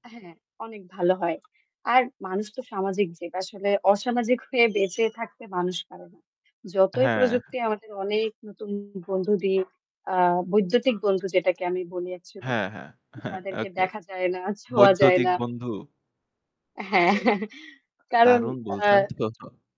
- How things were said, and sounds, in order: distorted speech; laughing while speaking: "দেখা যায় না, ছোঁয়া যায় না"; laughing while speaking: "হ্যাঁ"; laughing while speaking: "বলছেন তো"
- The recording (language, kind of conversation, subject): Bengali, unstructured, আপনি কি মনে করেন প্রযুক্তি বয়স্কদের জীবনে একাকীত্ব বাড়াচ্ছে?